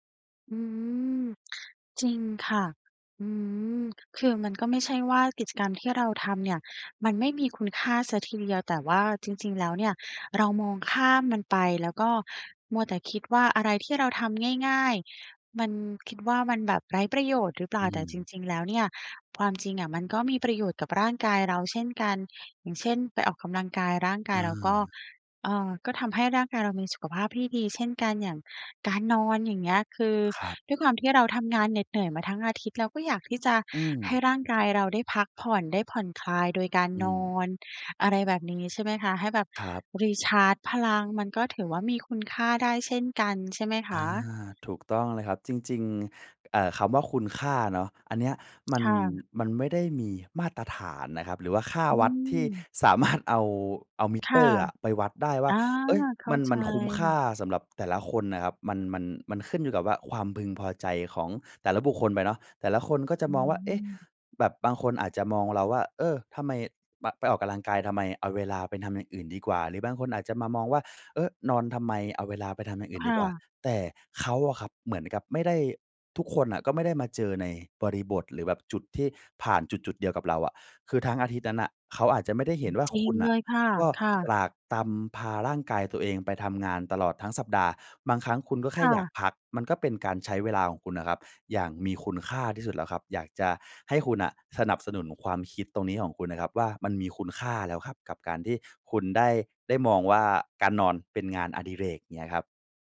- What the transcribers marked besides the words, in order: other background noise; laughing while speaking: "มารถ"; "เออ" said as "เอ๊อ"
- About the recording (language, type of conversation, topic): Thai, advice, คุณควรใช้เวลาว่างในวันหยุดสุดสัปดาห์ให้เกิดประโยชน์อย่างไร?